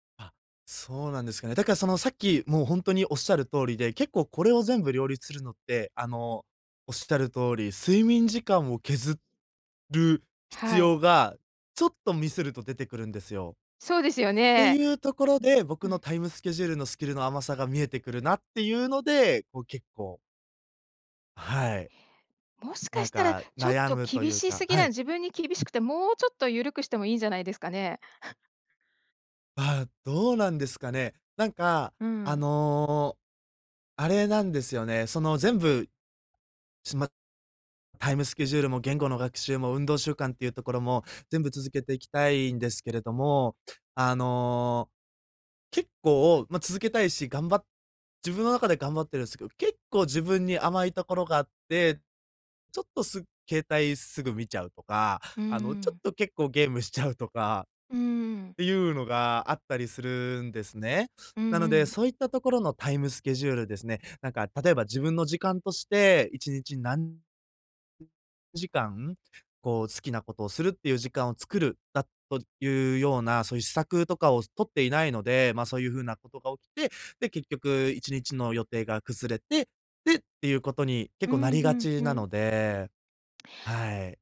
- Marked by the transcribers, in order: tapping; scoff; other background noise
- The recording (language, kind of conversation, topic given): Japanese, advice, 理想の自分と今の習慣にズレがあって続けられないとき、どうすればいいですか？